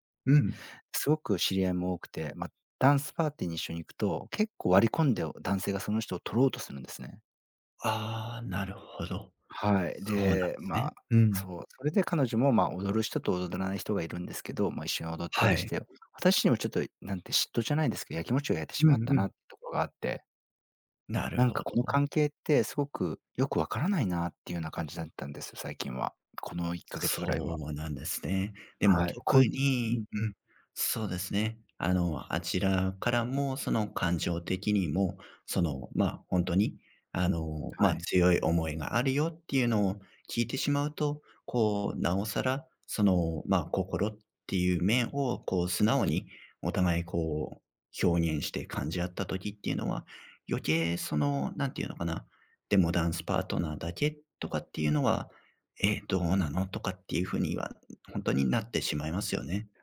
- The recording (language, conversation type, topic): Japanese, advice, 信頼を損なう出来事があり、不安を感じていますが、どうすればよいですか？
- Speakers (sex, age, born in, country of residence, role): male, 35-39, Japan, Japan, advisor; male, 40-44, Japan, Japan, user
- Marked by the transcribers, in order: other background noise